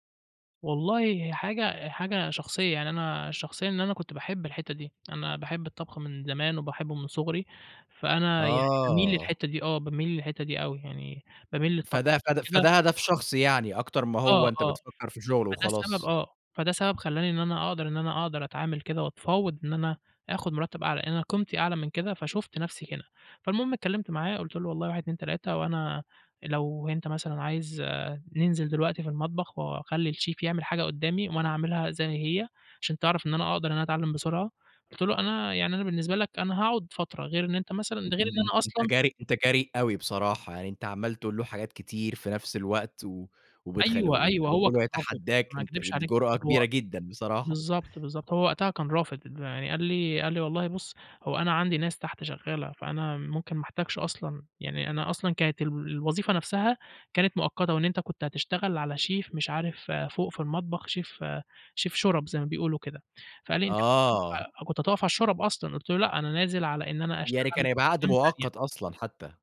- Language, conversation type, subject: Arabic, podcast, إزاي تتعامل مع مرتب أقل من اللي كنت متوقعه؟
- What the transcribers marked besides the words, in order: tapping